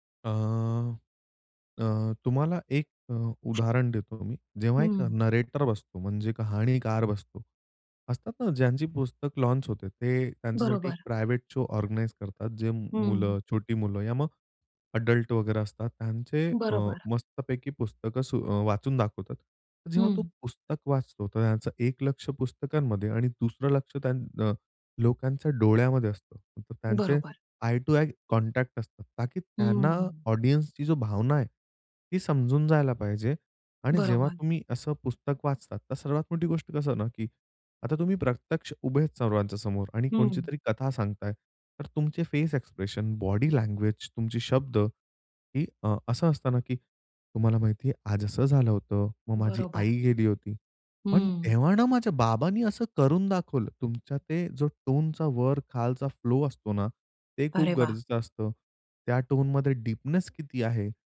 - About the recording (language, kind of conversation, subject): Marathi, podcast, कथा सांगताना समोरच्या व्यक्तीचा विश्वास कसा जिंकतोस?
- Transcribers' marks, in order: other background noise; in English: "नरेटर"; in English: "लॉन्च"; in English: "ऑर्गनाइज"; in English: "एडल्ट"; in English: "आई टू आई कॉन्टॅक्ट"; in English: "ऑडियन्सची"; in English: "फेस एक्सप्रेशन, बॉडी लँग्वेज"; in English: "डीपनेस"